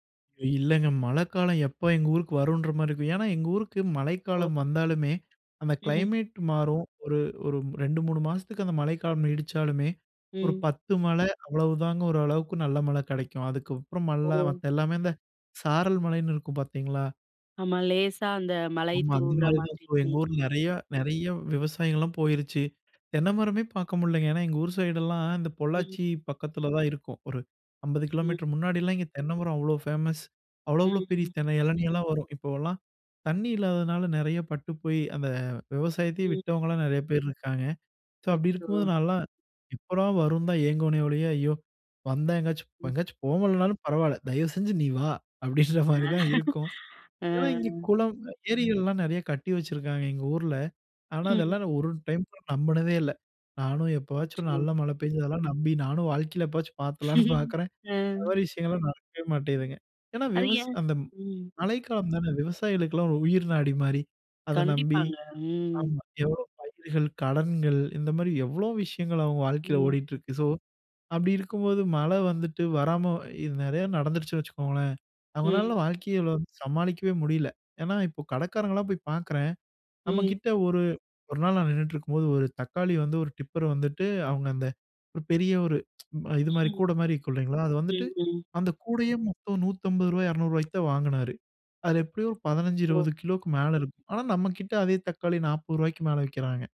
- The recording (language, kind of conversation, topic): Tamil, podcast, மழைக்காலம் வந்ததும் இயற்கையில் முதலில் என்ன மாறுகிறது?
- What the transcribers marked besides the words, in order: chuckle; laugh; chuckle; tsk